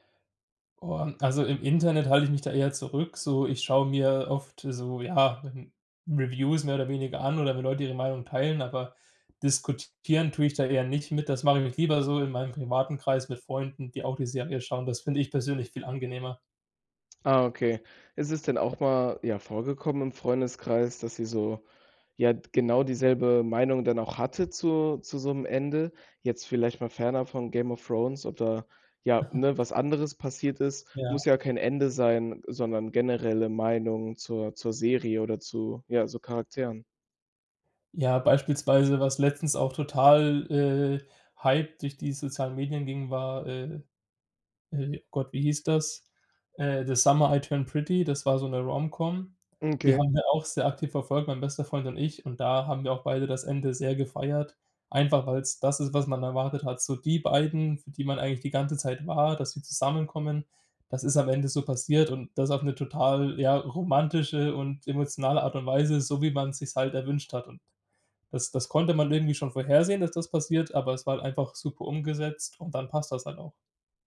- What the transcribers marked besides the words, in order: in English: "The Summer I Turn Pretty"; in English: "Romcom"; stressed: "die"
- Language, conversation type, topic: German, podcast, Was macht ein Serienfinale für dich gelungen oder enttäuschend?